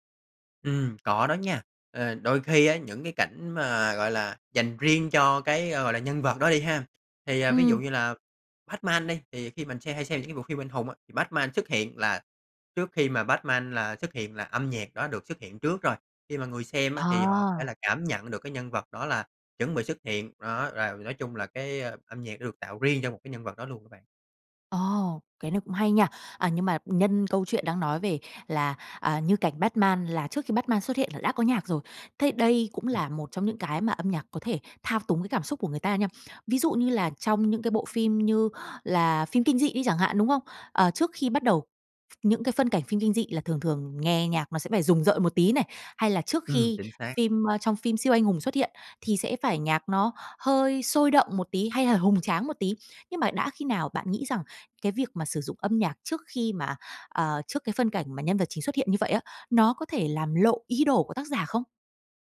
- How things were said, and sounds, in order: tapping; other noise
- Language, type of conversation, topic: Vietnamese, podcast, Âm nhạc thay đổi cảm xúc của một bộ phim như thế nào, theo bạn?